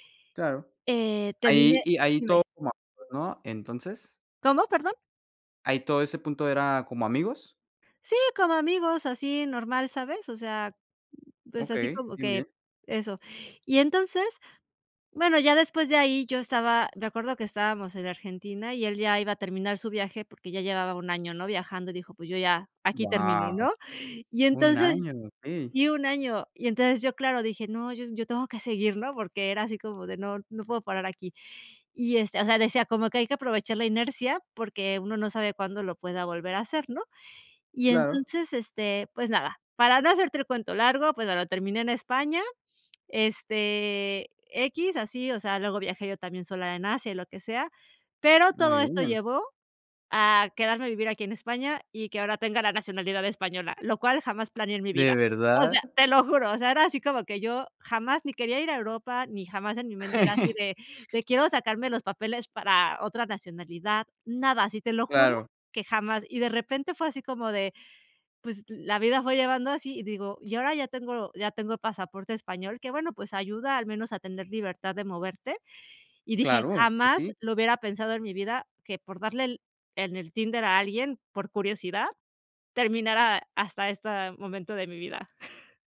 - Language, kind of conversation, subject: Spanish, podcast, ¿Has conocido a alguien por casualidad que haya cambiado tu vida?
- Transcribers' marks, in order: unintelligible speech; surprised: "Guau"; tapping; laugh; chuckle